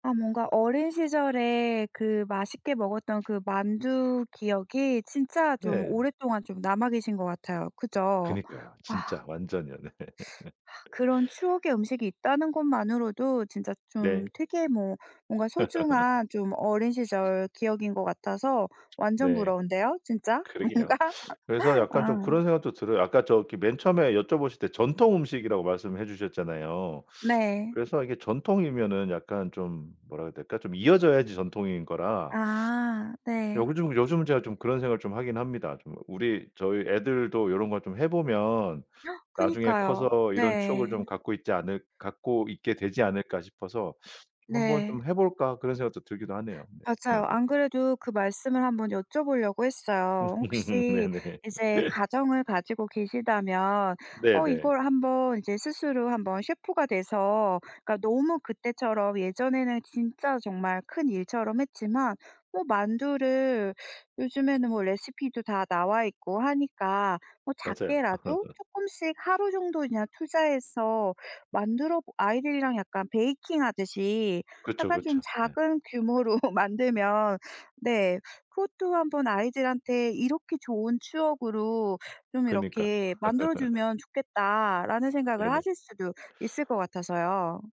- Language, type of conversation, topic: Korean, podcast, 가장 기억에 남는 전통 음식은 무엇인가요?
- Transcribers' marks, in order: laughing while speaking: "네"; laugh; laugh; other background noise; laughing while speaking: "뭔가?"; laugh; gasp; laugh; laugh; laughing while speaking: "네네"; laugh; tapping; laugh; laughing while speaking: "규모로"; laugh